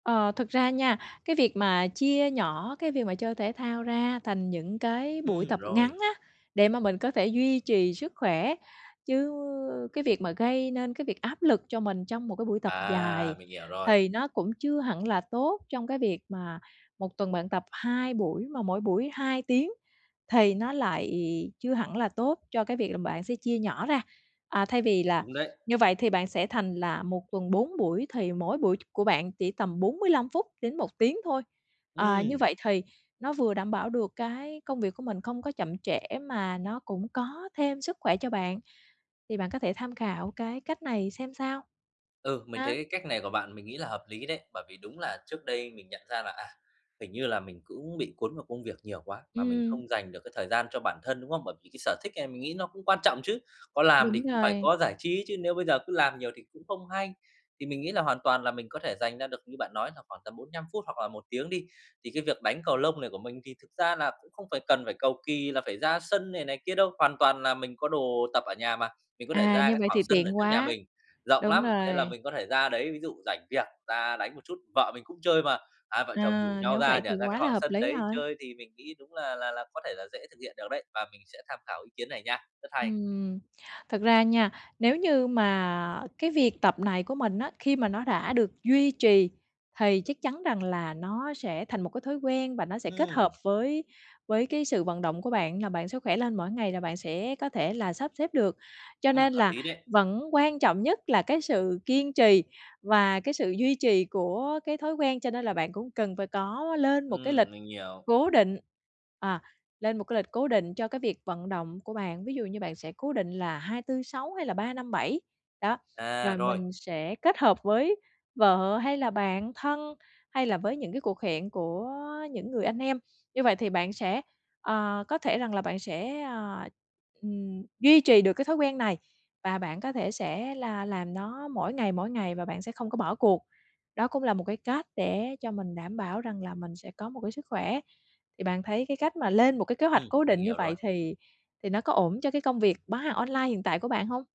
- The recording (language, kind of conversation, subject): Vietnamese, advice, Làm sao để sắp xếp thời gian cho sở thích khi tôi quá bận?
- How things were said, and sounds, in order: tapping; other background noise